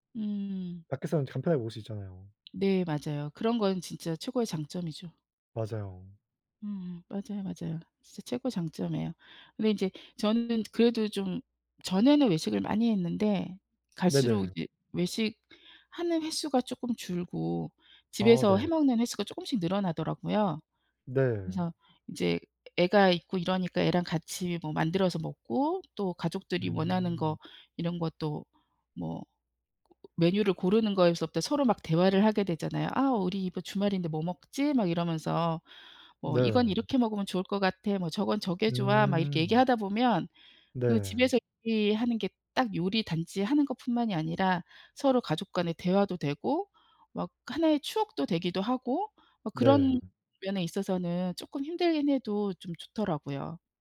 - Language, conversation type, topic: Korean, unstructured, 집에서 요리해 먹는 것과 외식하는 것 중 어느 쪽이 더 좋으신가요?
- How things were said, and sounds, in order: other background noise; tapping